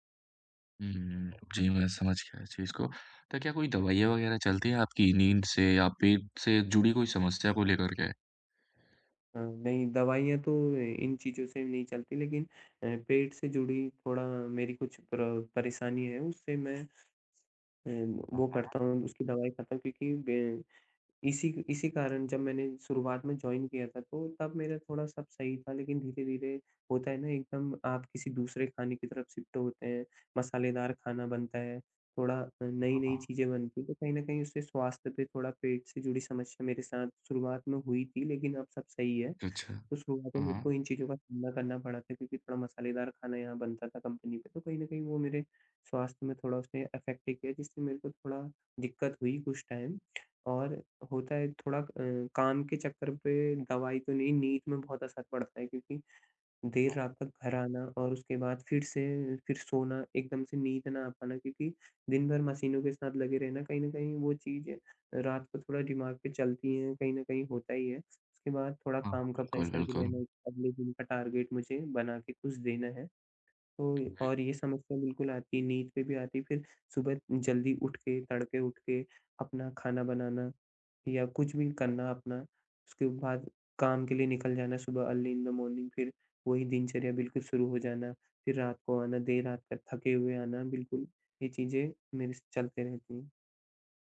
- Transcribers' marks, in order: tapping; in English: "जॉइन"; in English: "शिफ्ट"; in English: "अफेक्ट"; in English: "टाइम"; in English: "प्रेशर"; in English: "टारगेट"; in English: "अर्ली इन द मॉर्निंग"
- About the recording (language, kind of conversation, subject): Hindi, advice, काम के दबाव के कारण अनियमित भोजन और भूख न लगने की समस्या से कैसे निपटें?